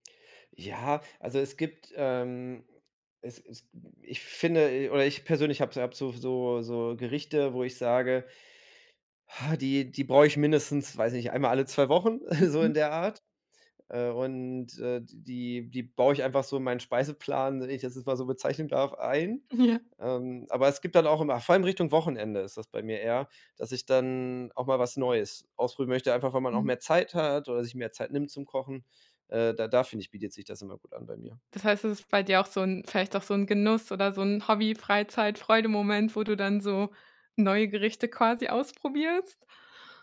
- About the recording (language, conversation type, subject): German, podcast, Wie probierst du neue, fremde Gerichte aus?
- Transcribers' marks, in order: giggle; laughing while speaking: "Ja"; other background noise; other noise; joyful: "quasi ausprobierst?"